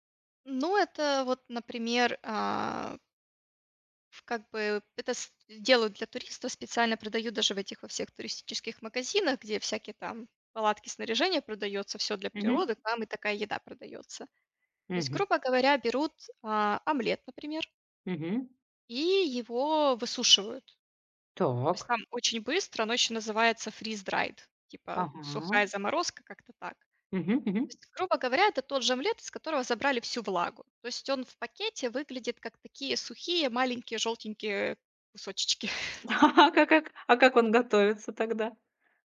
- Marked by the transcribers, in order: in English: "freeze dried"; chuckle; tapping; other background noise
- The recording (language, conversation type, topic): Russian, podcast, Какой поход на природу был твоим любимым и почему?